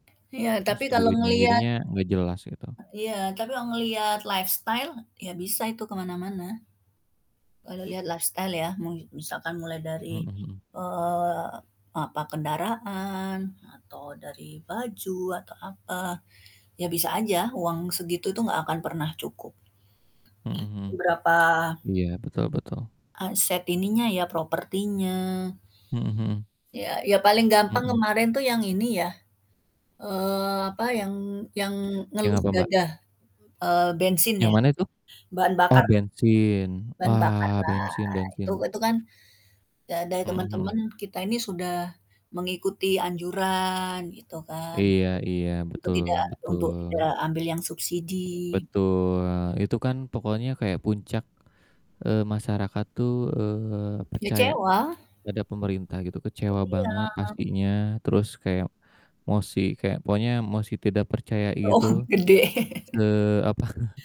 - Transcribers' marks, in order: static; in English: "lifestyle"; other background noise; in English: "lifestyle"; tsk; distorted speech; tapping; laughing while speaking: "Oh"; chuckle
- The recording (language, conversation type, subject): Indonesian, unstructured, Bagaimana perasaanmu saat melihat pejabat hidup mewah dari uang rakyat?